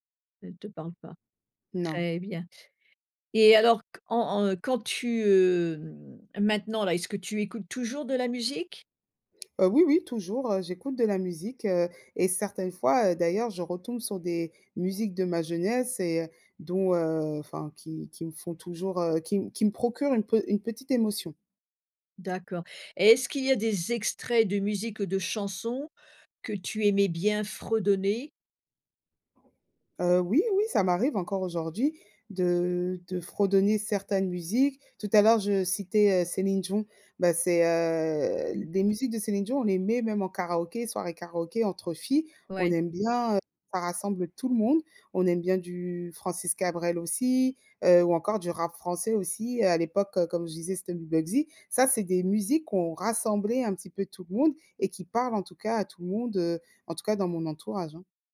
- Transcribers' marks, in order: other background noise; drawn out: "heu"
- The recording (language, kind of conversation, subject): French, podcast, Comment décrirais-tu la bande-son de ta jeunesse ?